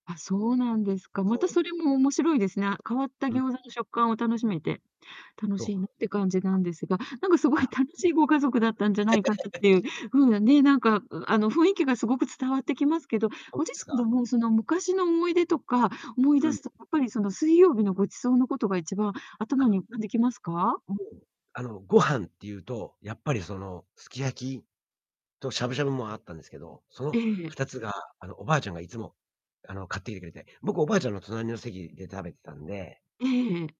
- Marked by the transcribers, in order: distorted speech; laughing while speaking: "なんかすごい楽しいご家族"; laugh
- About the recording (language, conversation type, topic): Japanese, podcast, 子どもの頃、家の食卓で印象に残っている思い出は何ですか？